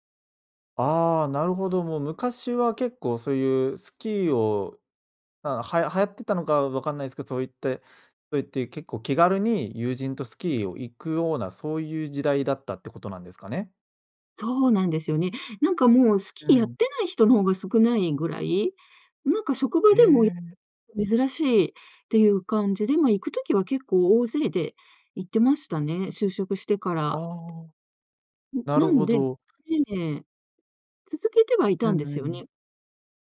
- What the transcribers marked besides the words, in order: none
- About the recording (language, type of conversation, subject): Japanese, podcast, その趣味を始めたきっかけは何ですか？